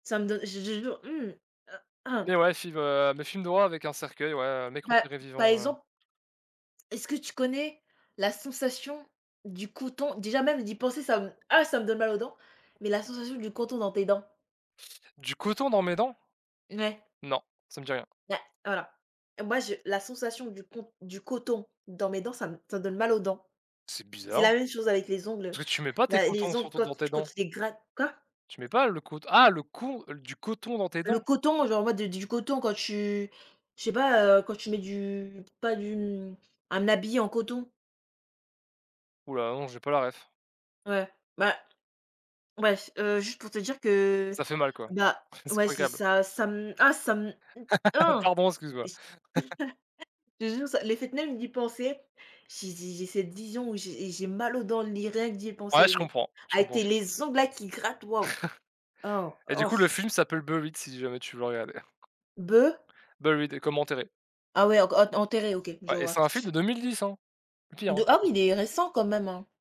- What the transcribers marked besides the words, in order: disgusted: "mmh. Heu, ah"; "film" said as "fiv"; tapping; chuckle; disgusted: "Ça me, ah ça me, mmh, ah !"; laugh; chuckle; chuckle; put-on voice: "Buried"; put-on voice: "Buried"
- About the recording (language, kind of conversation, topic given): French, unstructured, Comment un film peut-il changer ta vision du monde ?